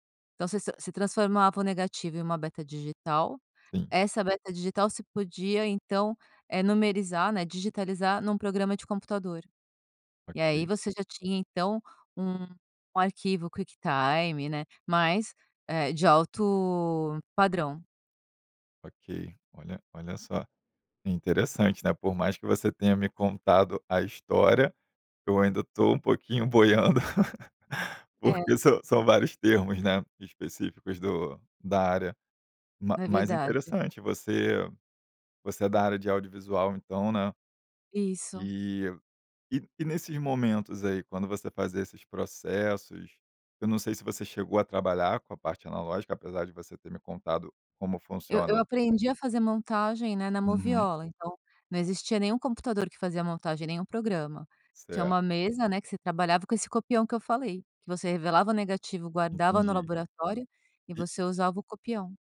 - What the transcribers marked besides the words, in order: laugh
- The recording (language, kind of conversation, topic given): Portuguese, podcast, Qual estratégia simples você recomenda para relaxar em cinco minutos?